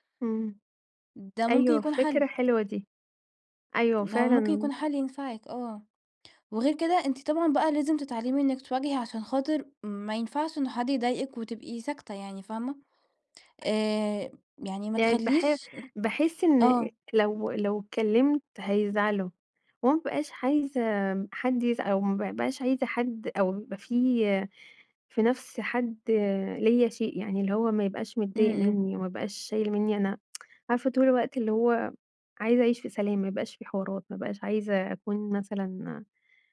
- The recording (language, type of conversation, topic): Arabic, advice, إزاي أبطل أتجنب المواجهة عشان بخاف أفقد السيطرة على مشاعري؟
- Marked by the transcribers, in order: unintelligible speech; tapping; tsk